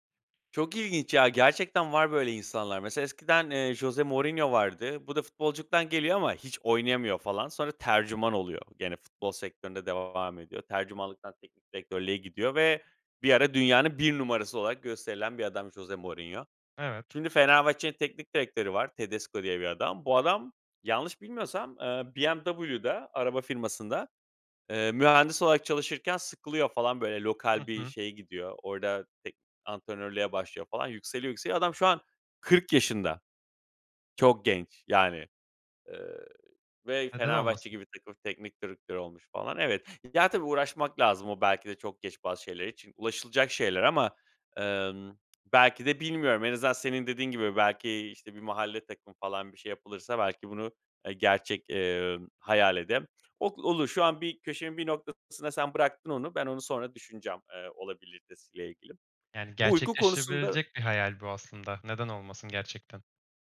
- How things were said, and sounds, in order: tapping; "gerçekleştirilebilecek" said as "gerçekleştirilebirilecek"
- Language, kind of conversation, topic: Turkish, advice, Akşamları ekran kullanımı nedeniyle uykuya dalmakta zorlanıyorsanız ne yapabilirsiniz?